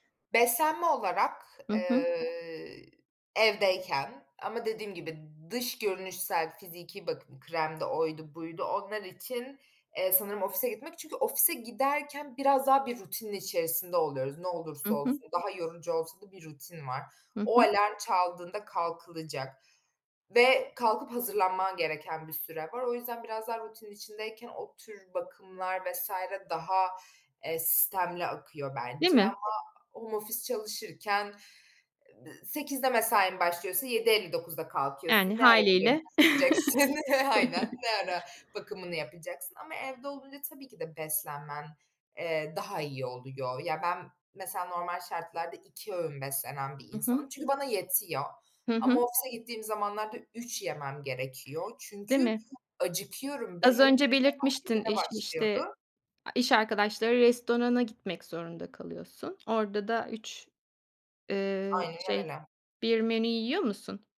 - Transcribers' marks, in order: unintelligible speech; chuckle; other background noise; unintelligible speech
- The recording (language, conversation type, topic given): Turkish, podcast, Uzaktan çalışmanın artıları ve eksileri nelerdir?
- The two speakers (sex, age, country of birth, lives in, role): female, 25-29, Turkey, Germany, guest; female, 50-54, Turkey, Spain, host